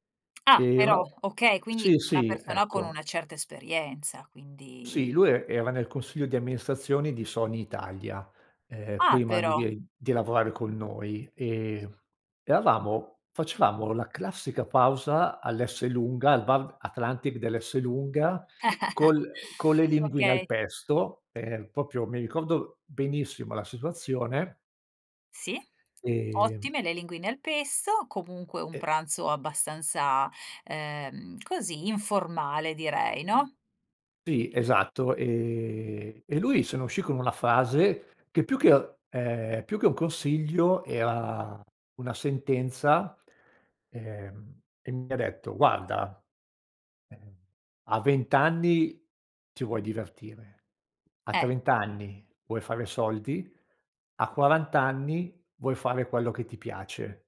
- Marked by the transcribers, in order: other background noise; chuckle; "proprio" said as "popio"; tapping; "Sì" said as "tì"
- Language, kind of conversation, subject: Italian, podcast, Qual è il miglior consiglio che hai ricevuto da qualcuno più esperto?